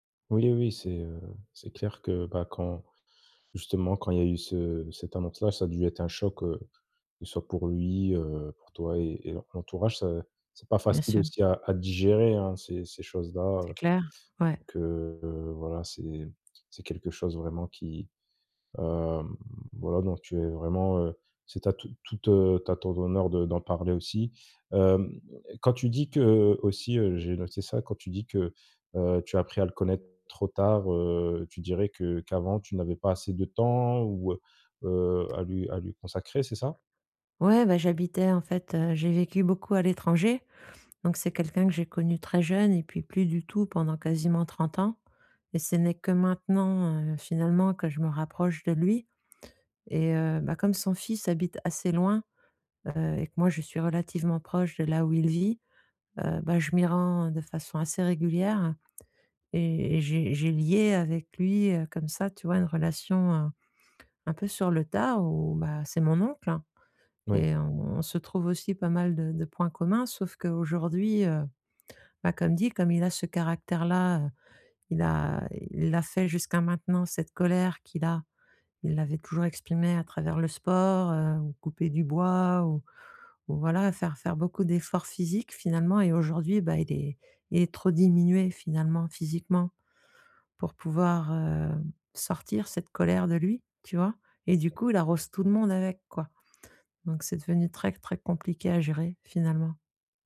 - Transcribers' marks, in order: other background noise; unintelligible speech
- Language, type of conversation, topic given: French, advice, Comment gérer l’aide à apporter à un parent âgé malade ?